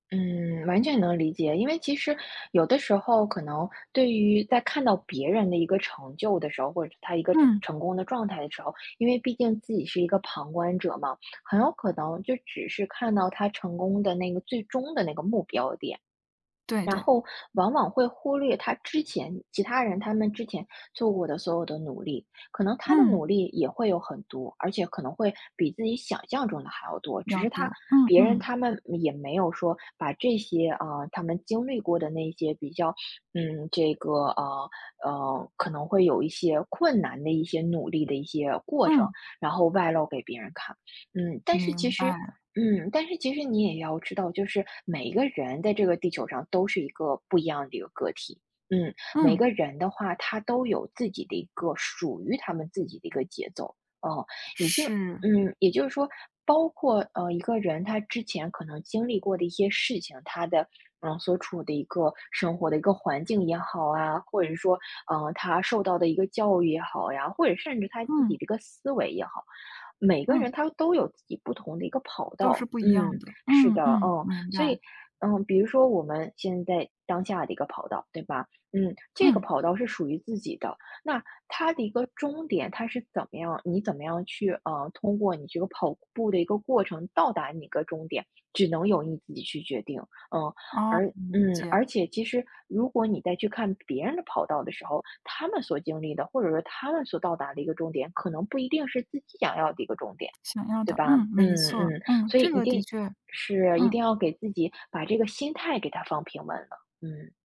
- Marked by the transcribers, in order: sniff; sniff
- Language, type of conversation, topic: Chinese, advice, 当朋友取得成就时，我为什么会感到嫉妒和不安？